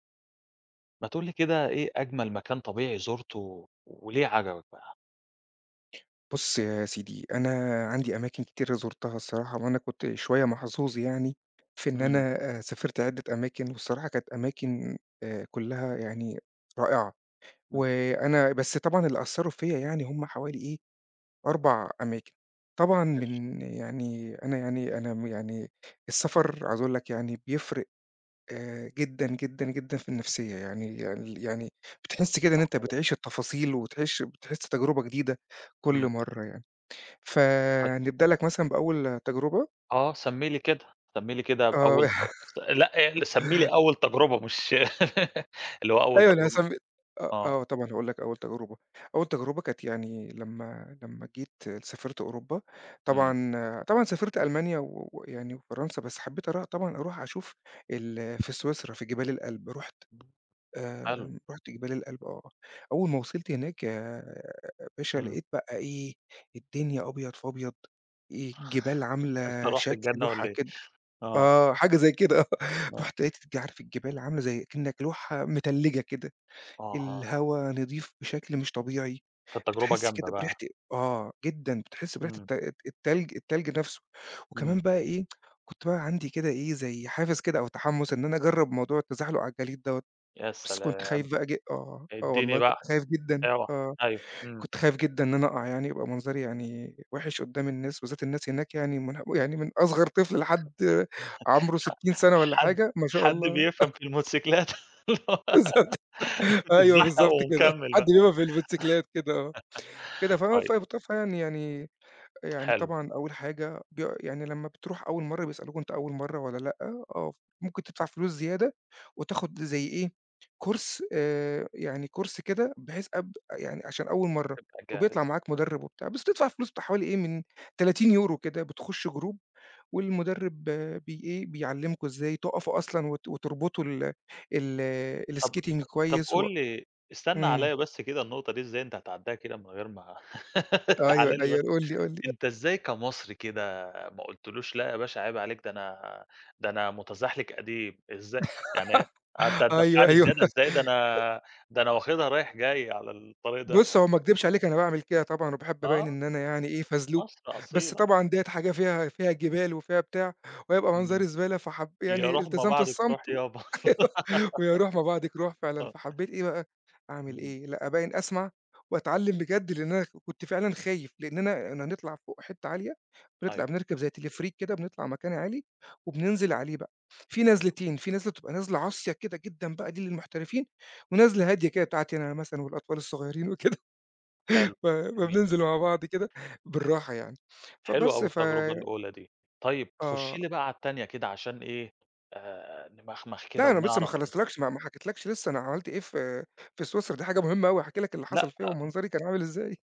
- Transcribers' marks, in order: laughing while speaking: "آه"; laugh; laughing while speaking: "أيوه، أنا هاس"; unintelligible speech; tapping; other background noise; laughing while speaking: "آه، حاجة زي كده، آه"; tsk; chuckle; chuckle; laughing while speaking: "بالضبط. أيوه، بالضبط كده. حد بيقف بالموتسيكلات كده، آه"; laugh; laugh; in English: "course"; in English: "course"; other noise; in English: "group"; in English: "الskating"; laugh; laughing while speaking: "أيوه، أيوه"; laugh; giggle; laughing while speaking: "وكده"; laughing while speaking: "إزاي"
- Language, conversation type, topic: Arabic, podcast, خبرنا عن أجمل مكان طبيعي زرته وليه عجبك؟